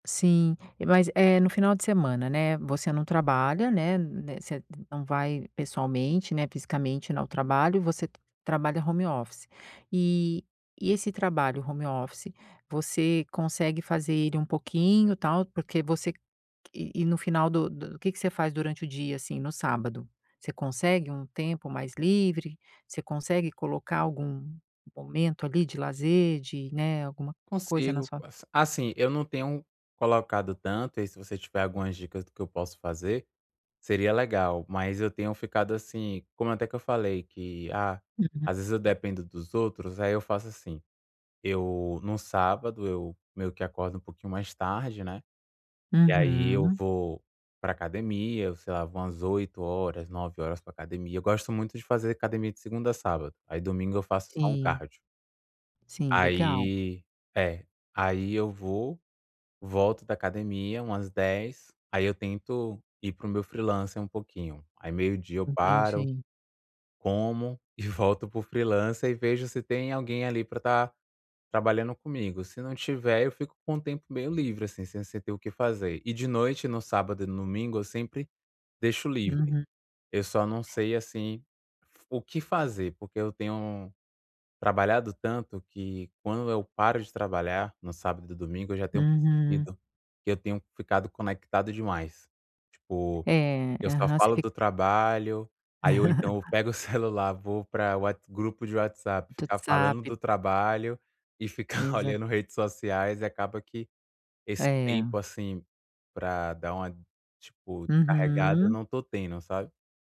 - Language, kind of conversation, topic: Portuguese, advice, Como posso separar meu tempo pessoal do profissional de forma consistente?
- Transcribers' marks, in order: tapping; in English: "home office"; in English: "home office"; other background noise; in English: "freelancer"; chuckle; in English: "freelancer"; laugh; chuckle; chuckle